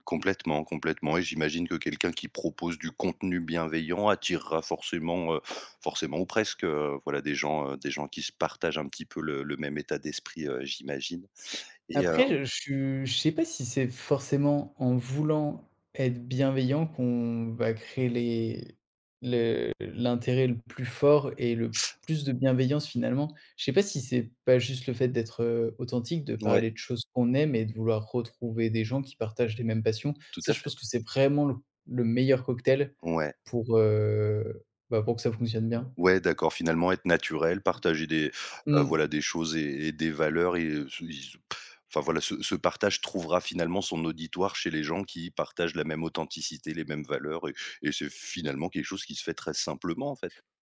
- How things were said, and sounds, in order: other background noise; tapping; sniff; drawn out: "heu"
- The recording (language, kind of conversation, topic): French, podcast, Est-ce que tu trouves que le temps passé en ligne nourrit ou, au contraire, vide les liens ?